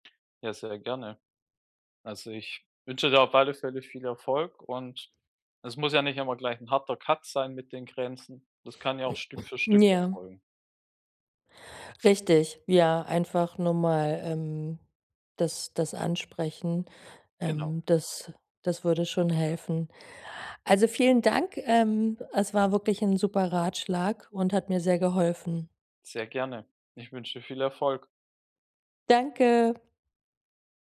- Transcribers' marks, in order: throat clearing
- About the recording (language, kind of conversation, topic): German, advice, Wie kann ich bei der Pflege meiner alten Mutter Grenzen setzen, ohne mich schuldig zu fühlen?